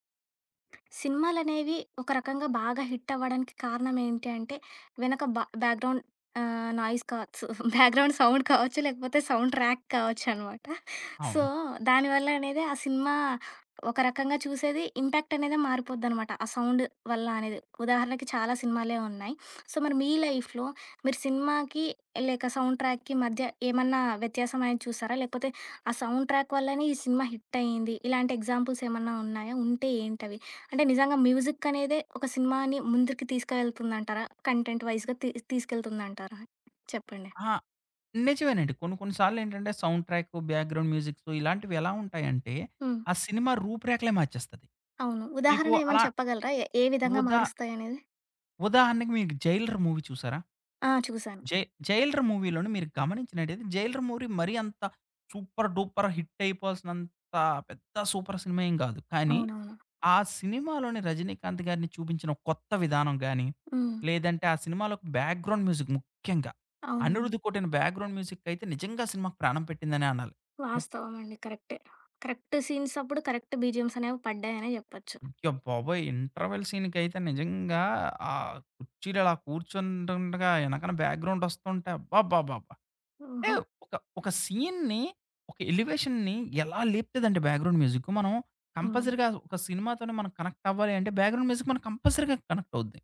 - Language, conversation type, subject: Telugu, podcast, సౌండ్‌ట్రాక్ ఒక సినిమాకు ఎంత ప్రభావం చూపుతుంది?
- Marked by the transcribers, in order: tapping; in English: "హిట్"; in English: "బ్యాక్ గ్రౌండ్"; in English: "నాయిస్"; laughing while speaking: "బ్యాక్ గ్రౌండ్ సౌండ్ కావచ్చు. లేకపోతే సౌండ్ ట్రాక్ కావచ్చునమాట"; in English: "బ్యాక్ గ్రౌండ్ సౌండ్"; in English: "సౌండ్ ట్రాక్"; in English: "సో"; in English: "ఇంపాక్ట్"; in English: "సౌండ్"; other background noise; sniff; in English: "సో"; in English: "లైఫ్‌లో"; in English: "సౌండ్ ట్రాక్‌కి"; in English: "సౌండ్ ట్రాక్"; in English: "ఎగ్జాంపుల్స్"; in English: "మ్యూజిక్"; in English: "కంటెంట్ వైస్‌గా"; in English: "బ్యాక్‌గ్రౌండ్"; in English: "మూవీ"; in English: "మూవీలోని"; in English: "మురి"; "మూవీ" said as "మురి"; in English: "సూపర్, డూపర్, హిట్"; in English: "సూపర్"; in English: "బ్యాక్‌గ్రౌండ్ మ్యూజిక్"; in English: "బ్యాక్‌గ్రౌండ్ మ్యూజిక్"; in English: "కరెక్ట్ సీన్స్"; in English: "కరెక్ట్ బీజీఎమ్స్"; in English: "ఇంటర్వెల్"; in English: "బ్యాక్‌గ్రౌండ్"; joyful: "ఏవ్"; in English: "సీన్‌ని"; in English: "ఎలివేషన్‌ని"; in English: "బ్యాక్‌గ్రౌండ్ మ్యూజిక్"; in English: "కంపల్సరీగా"; in English: "కనెక్ట్"; in English: "బ్యాక్‌గ్రౌండ్ మ్యూజిక్"; in English: "కంపల్సరీగా కనెక్ట్"